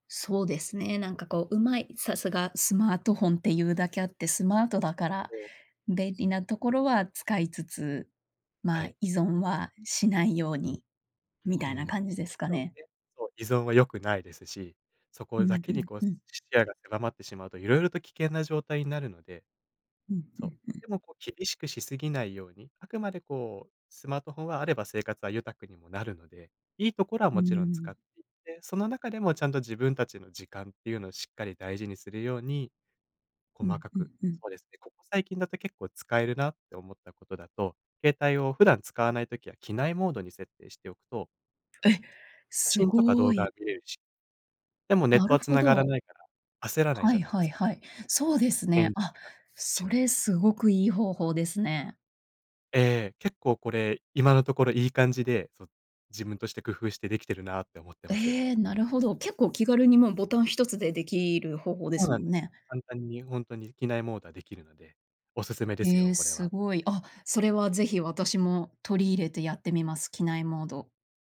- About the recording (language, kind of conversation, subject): Japanese, podcast, スマホ依存を感じたらどうしますか？
- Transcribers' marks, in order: none